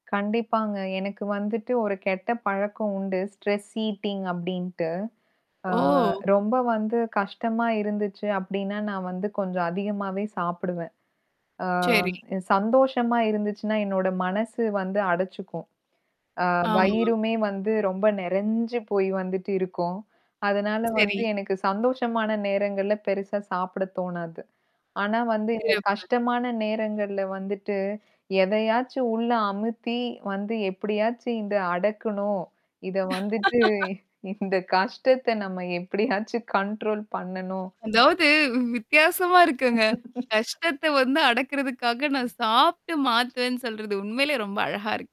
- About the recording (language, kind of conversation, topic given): Tamil, podcast, ஒரு கடுமையான வாரத்துக்குப் பிறகு மனதை எப்படிச் சுத்தமாக்கிக் கொள்ளலாம்?
- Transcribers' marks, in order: static; in English: "ஸ்ட்ரெஸ் ஈட்டிங்"; other background noise; mechanical hum; distorted speech; laugh; laughing while speaking: "எப்பிடியாச்சும்"; in English: "கண்ட்ரோல்"; laugh